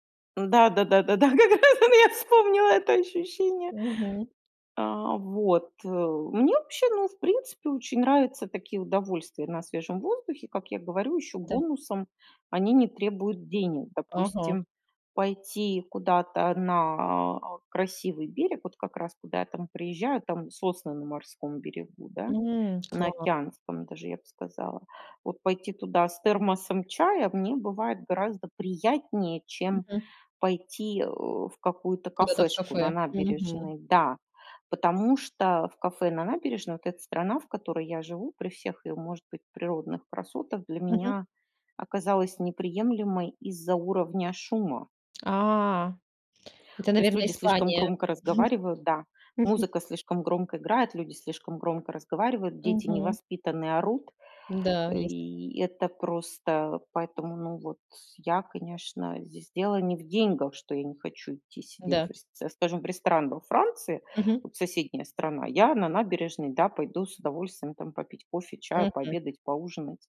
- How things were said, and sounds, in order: laughing while speaking: "как раз н я вспомнила это ощущение"; tapping; chuckle; other background noise
- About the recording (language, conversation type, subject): Russian, podcast, Какие удовольствия на свежем воздухе не требуют денег?